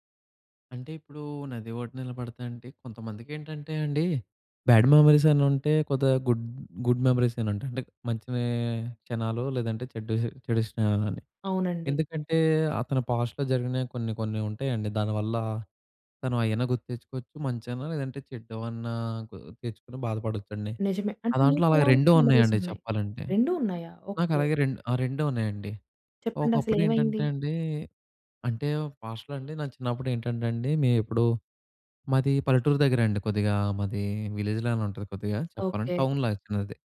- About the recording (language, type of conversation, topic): Telugu, podcast, నది ఒడ్డున నిలిచినప్పుడు మీకు గుర్తొచ్చిన ప్రత్యేక క్షణం ఏది?
- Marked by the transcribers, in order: in English: "బ్యాడ్"; in English: "గుడ్ గుడ్"; in English: "పాస్ట్‌లో"; in English: "మెమోరీస్"; in English: "పాస్ట్‌లో"; in English: "విలేజ్"; in English: "టౌన్"